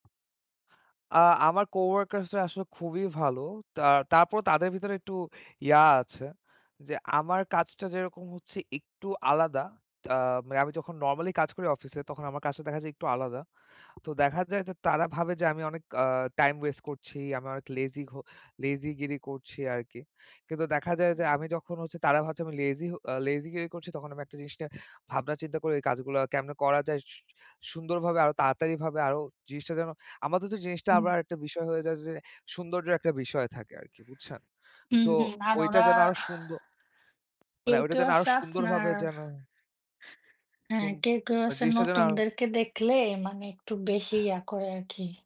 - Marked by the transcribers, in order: other background noise
- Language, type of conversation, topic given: Bengali, unstructured, আপনার কাজের পরিবেশ কেমন লাগে?